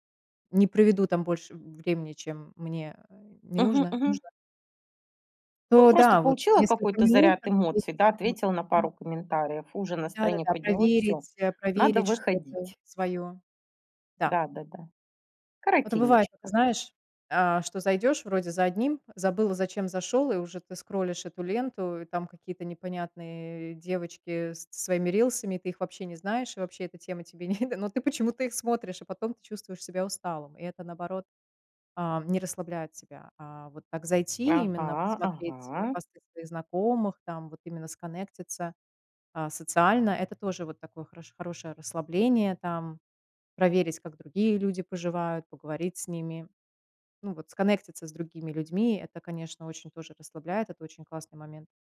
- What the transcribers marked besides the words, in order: laughing while speaking: "не"
- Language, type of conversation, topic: Russian, podcast, Что помогает тебе расслабиться после тяжёлого дня?
- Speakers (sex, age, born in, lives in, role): female, 40-44, Russia, United States, guest; female, 45-49, Russia, Spain, host